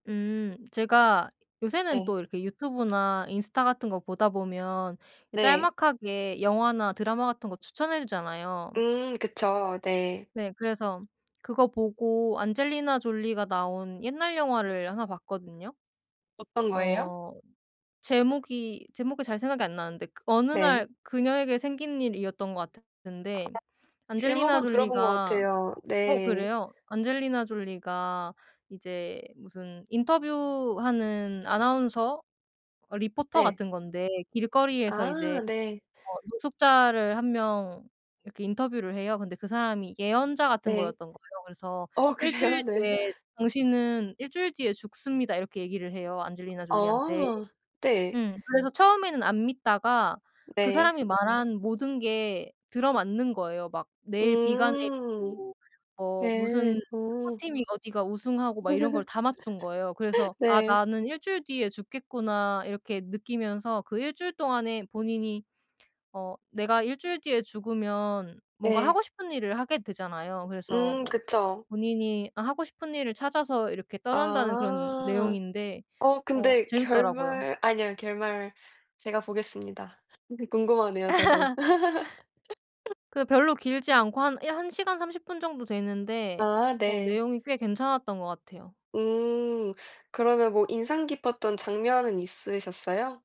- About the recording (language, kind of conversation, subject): Korean, unstructured, 최근에 본 영화 중에서 특히 기억에 남는 작품이 있나요?
- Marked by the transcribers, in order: other background noise; laughing while speaking: "그래요?"; background speech; tapping; laugh; drawn out: "결말"; laugh